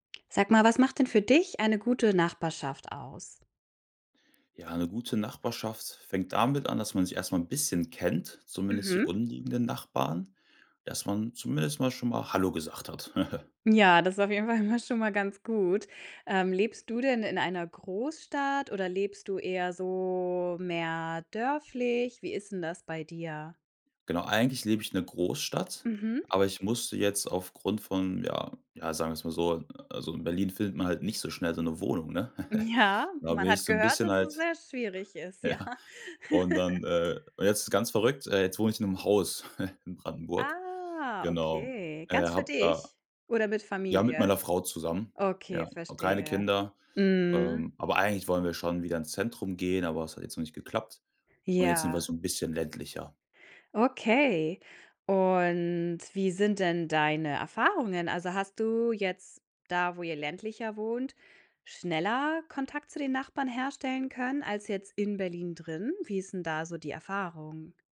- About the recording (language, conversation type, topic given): German, podcast, Was macht eine gute Nachbarschaft für dich aus?
- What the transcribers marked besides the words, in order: chuckle; laughing while speaking: "immer"; drawn out: "so"; chuckle; other background noise; laughing while speaking: "ja"; laughing while speaking: "ja"; chuckle; chuckle; drawn out: "Ah"; drawn out: "und"